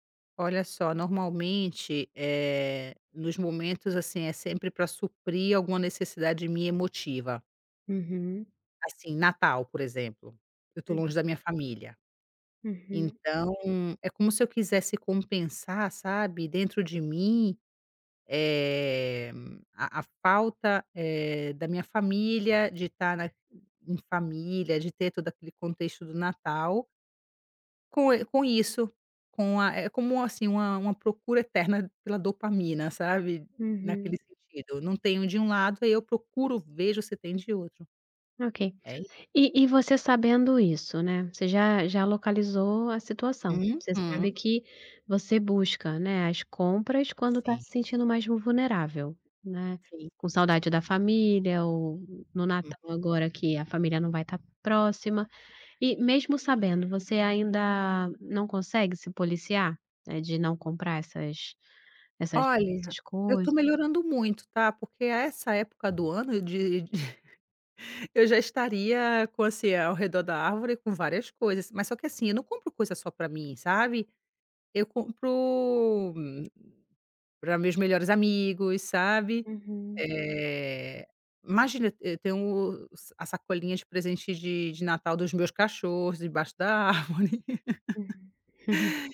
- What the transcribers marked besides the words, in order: tapping; other background noise; laughing while speaking: "de"; laughing while speaking: "árvore"; laugh; chuckle
- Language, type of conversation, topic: Portuguese, advice, Gastar impulsivamente para lidar com emoções negativas